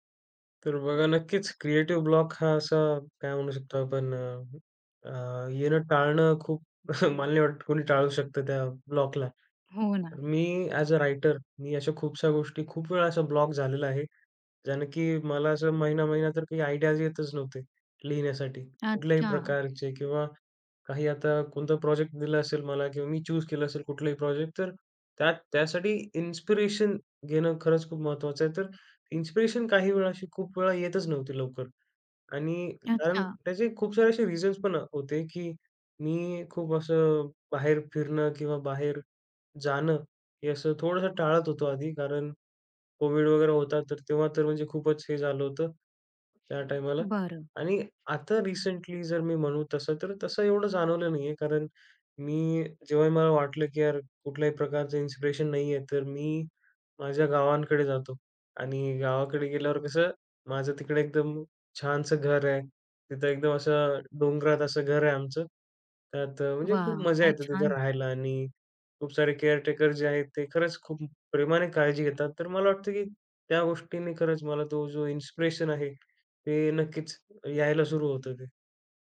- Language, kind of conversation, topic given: Marathi, podcast, सर्जनशीलतेचा अडथळा आला तर पुढे तुम्ही काय करता?
- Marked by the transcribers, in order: in English: "क्रिएटिव्ह ब्लॉक"; chuckle; in English: "ब्लॉकला"; in English: "अ‍ॅज अ राइटर"; in English: "ब्लॉक"; in English: "आयडियाज"; in English: "प्रॉजेक्ट"; in English: "प्रॉजेक्ट"; in English: "इन्स्पिरेशन"; in English: "इन्स्पिरेशन"; in English: "रिझन्स"; in English: "रिसेंटली"; in English: "इन्स्पिरेशन"; in English: "केअर टेकर"; in English: "इन्स्पिरेशन"